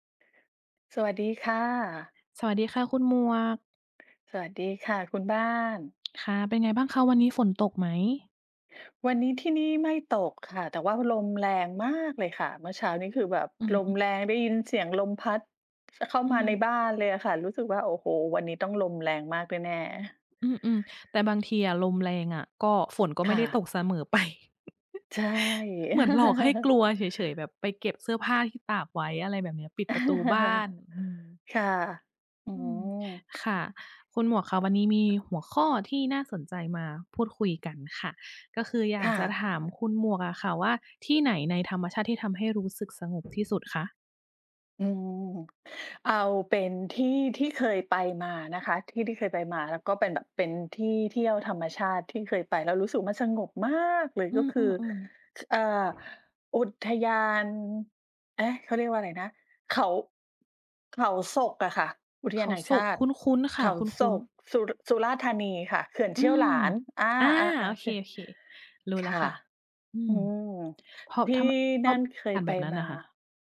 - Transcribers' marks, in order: chuckle; other noise; chuckle; tapping
- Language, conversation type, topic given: Thai, unstructured, ที่ไหนในธรรมชาติที่ทำให้คุณรู้สึกสงบที่สุด?